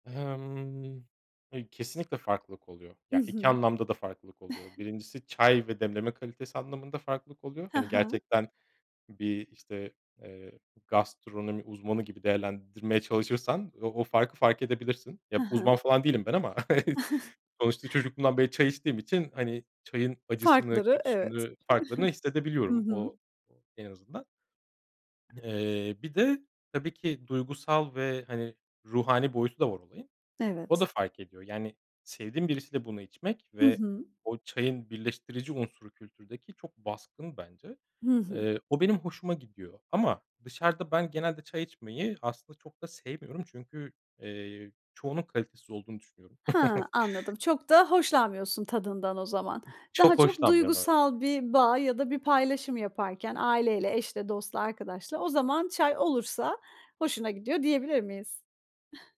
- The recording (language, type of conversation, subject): Turkish, podcast, Sabah kahve ya da çay ritüelin nedir, anlatır mısın?
- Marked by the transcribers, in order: chuckle; other background noise; chuckle; chuckle; giggle; tapping; chuckle